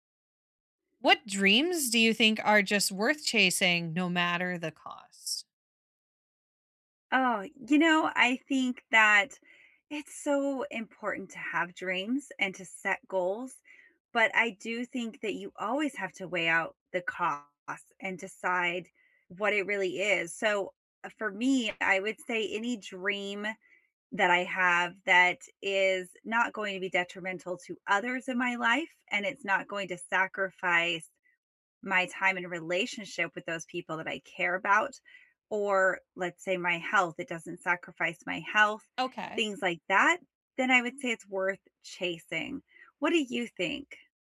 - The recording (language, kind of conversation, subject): English, unstructured, What dreams do you think are worth chasing no matter the cost?
- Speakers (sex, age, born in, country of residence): female, 30-34, United States, United States; female, 35-39, United States, United States
- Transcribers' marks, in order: tapping